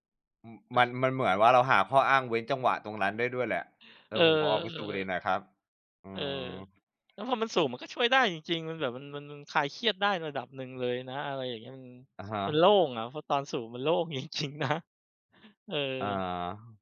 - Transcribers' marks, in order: cough; laughing while speaking: "จริง ๆ นะ"
- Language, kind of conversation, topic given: Thai, unstructured, ทำไมถึงยังมีคนสูบบุหรี่ทั้งที่รู้ว่ามันทำลายสุขภาพ?